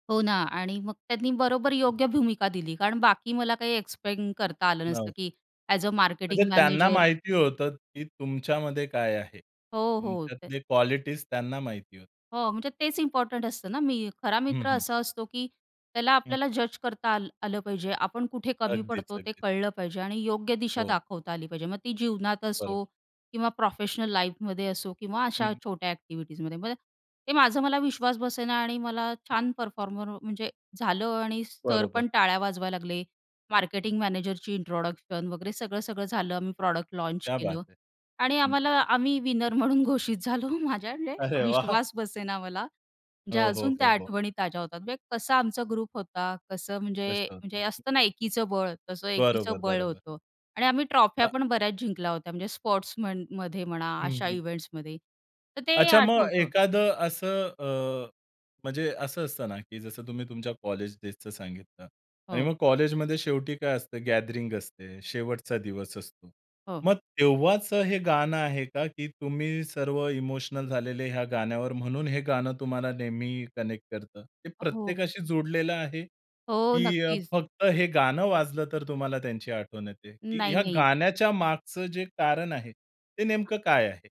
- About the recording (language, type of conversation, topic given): Marathi, podcast, जुन्या मैत्रीची आठवण कोणत्या गाण्यामुळे उजळते?
- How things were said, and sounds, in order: tapping; other noise; in English: "एक्सप्लेन"; other background noise; in English: "लाईफमध्ये"; in English: "प्रॉडक्ट लॉन्च"; in Hindi: "क्या बात है!"; laughing while speaking: "आम्ही विनर म्हणून घोषित झालो"; unintelligible speech; laughing while speaking: "अरे वाह!"; in English: "ग्रुप"; in English: "इव्हेंट्समध्ये"; in English: "कनेक्ट"